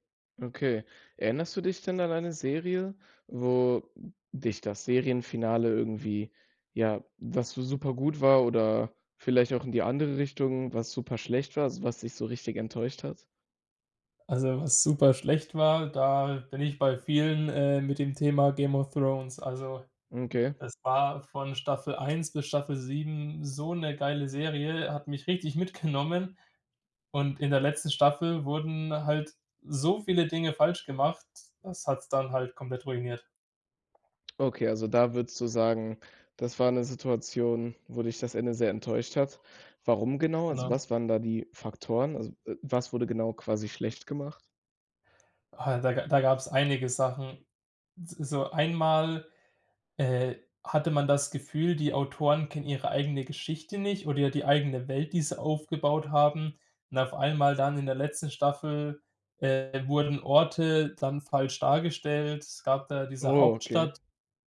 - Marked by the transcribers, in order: laughing while speaking: "mitgenommen"
- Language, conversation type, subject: German, podcast, Was macht ein Serienfinale für dich gelungen oder enttäuschend?